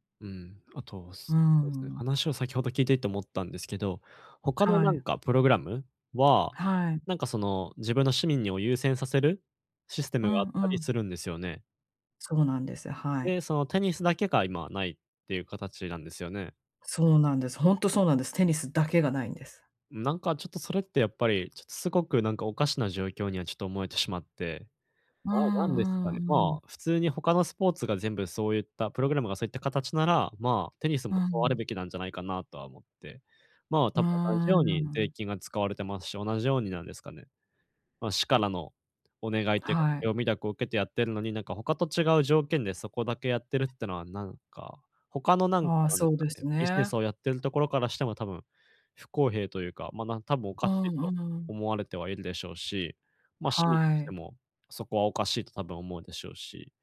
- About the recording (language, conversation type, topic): Japanese, advice, 反論すべきか、それとも手放すべきかをどう判断すればよいですか？
- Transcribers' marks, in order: none